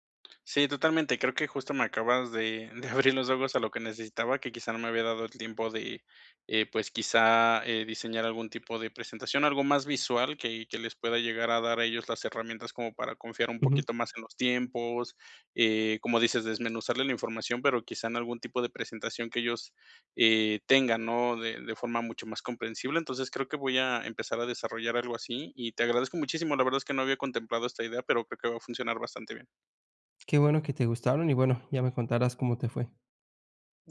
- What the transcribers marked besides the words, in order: other noise; laughing while speaking: "de abrir"
- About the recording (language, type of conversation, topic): Spanish, advice, ¿Cómo puedo organizar mis ideas antes de una presentación?